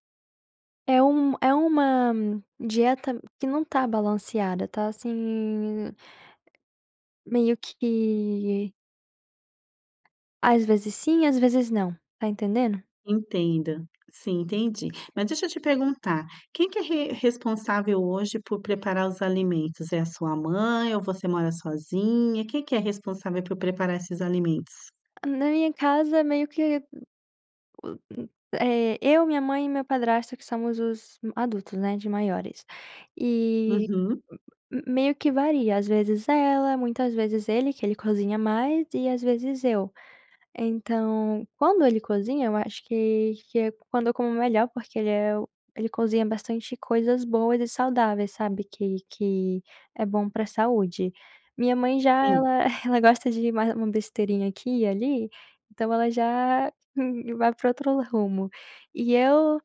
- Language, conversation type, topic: Portuguese, advice, Como é que você costuma comer quando está estressado(a) ou triste?
- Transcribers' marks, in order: tapping